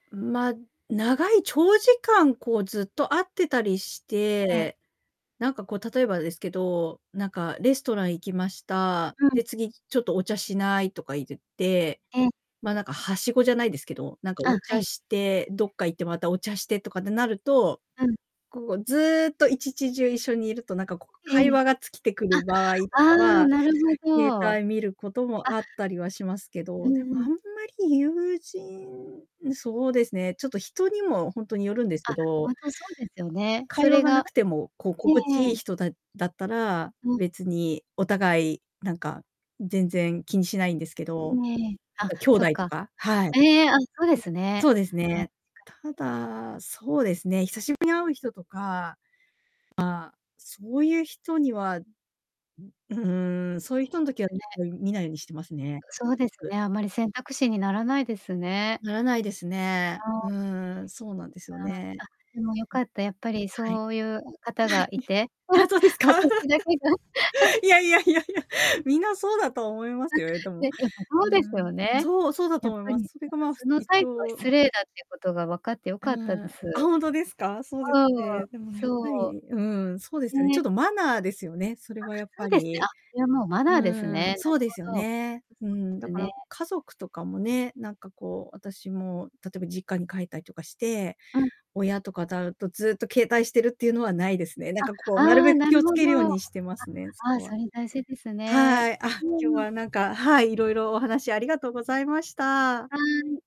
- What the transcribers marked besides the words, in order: distorted speech; static; other background noise; laughing while speaking: "はい、あ、そうですか。 いや いや いや いや"; giggle; chuckle; laughing while speaking: "私だけが"; giggle; unintelligible speech
- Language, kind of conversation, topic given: Japanese, podcast, スマホは会話にどのような影響を与えると思いますか？